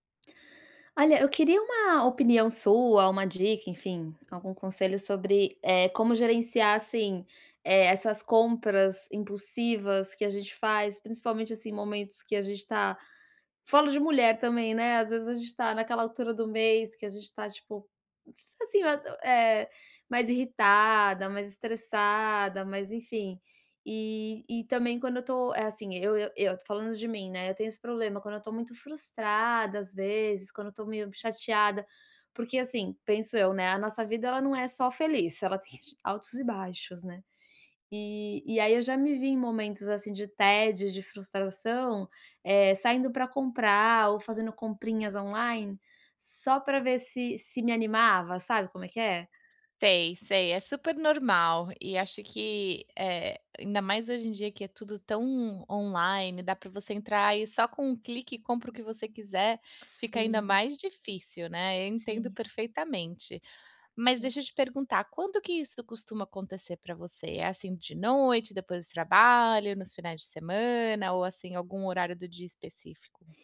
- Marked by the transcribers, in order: other background noise; tapping
- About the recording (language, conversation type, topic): Portuguese, advice, Como posso evitar compras impulsivas quando estou estressado ou cansado?